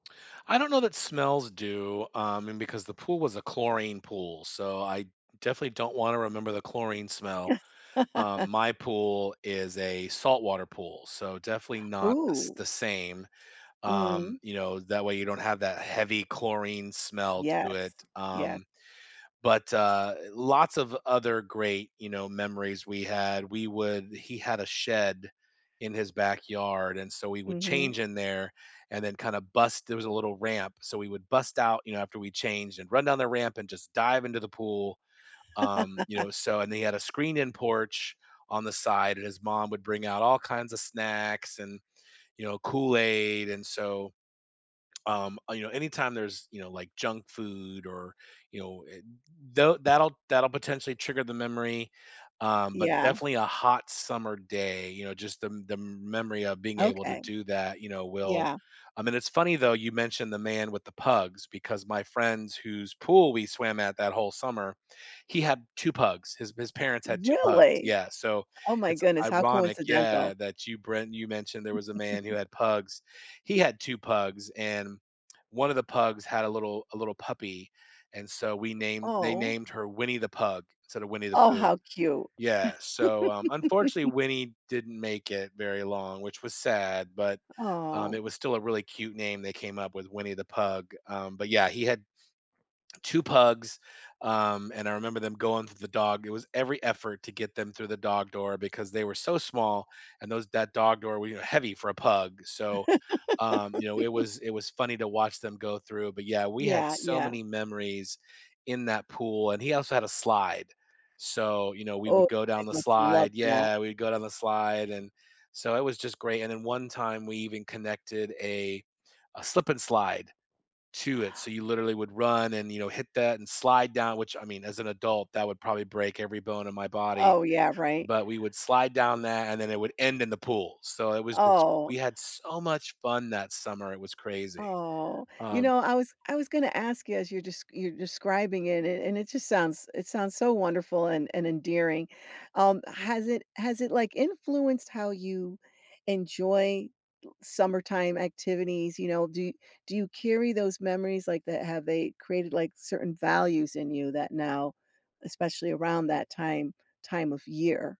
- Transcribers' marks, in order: laugh; laugh; surprised: "Really?"; chuckle; other background noise; laugh; laugh
- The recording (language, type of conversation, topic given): English, unstructured, What is a favorite childhood memory that still makes you smile, and why does it stay with you?
- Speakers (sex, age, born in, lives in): female, 55-59, United States, United States; male, 50-54, United States, United States